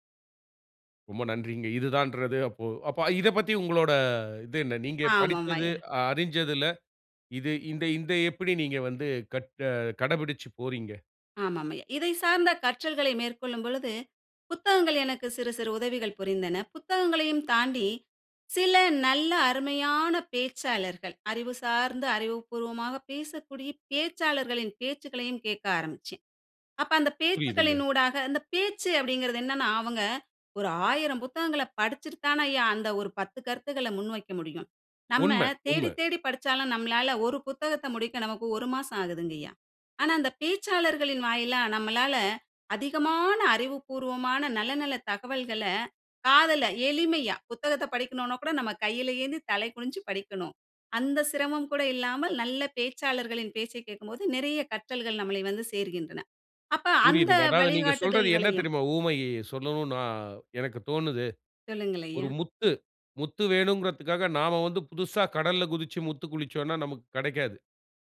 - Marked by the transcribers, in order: chuckle
- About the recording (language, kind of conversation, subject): Tamil, podcast, ஒரு சாதாரண நாளில் நீங்கள் சிறிய கற்றல் பழக்கத்தை எப்படித் தொடர்கிறீர்கள்?